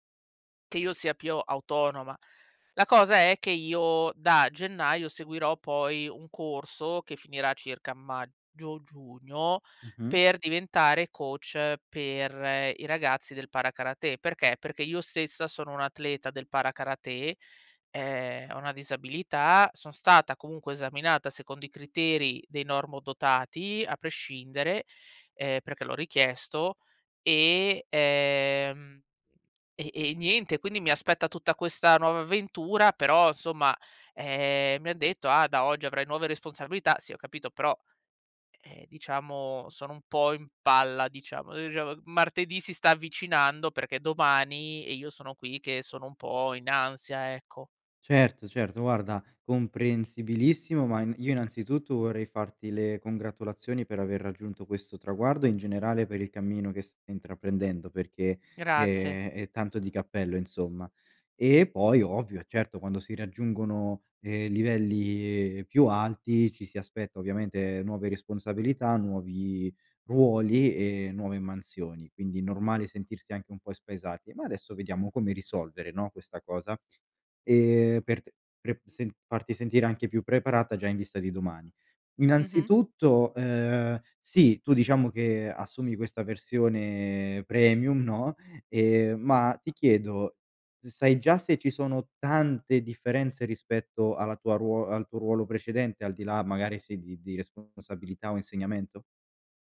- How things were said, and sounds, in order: "più" said as "piò"; put-on voice: "Ah, da oggi avrai nuove responsabilità"; unintelligible speech; "stai" said as "st"; other background noise; laughing while speaking: "premium no"
- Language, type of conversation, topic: Italian, advice, Come posso chiarire le responsabilità poco definite del mio nuovo ruolo o della mia promozione?
- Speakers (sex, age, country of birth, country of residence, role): female, 35-39, Italy, Belgium, user; male, 25-29, Italy, Italy, advisor